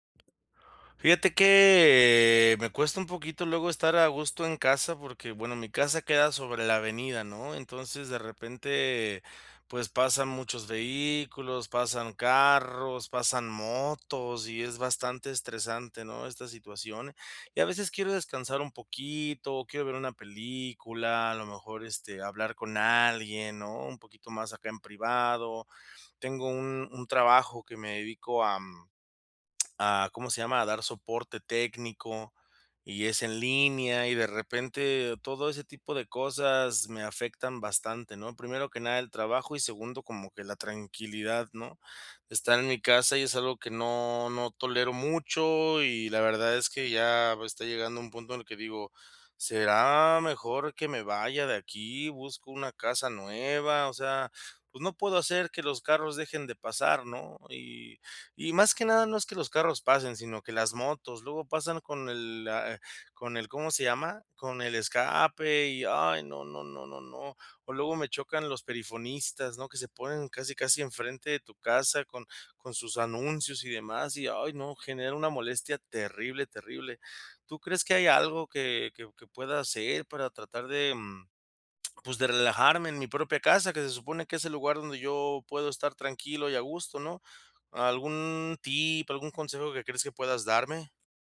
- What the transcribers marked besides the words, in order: drawn out: "que"; lip smack; lip smack
- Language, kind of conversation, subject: Spanish, advice, ¿Por qué no puedo relajarme cuando estoy en casa?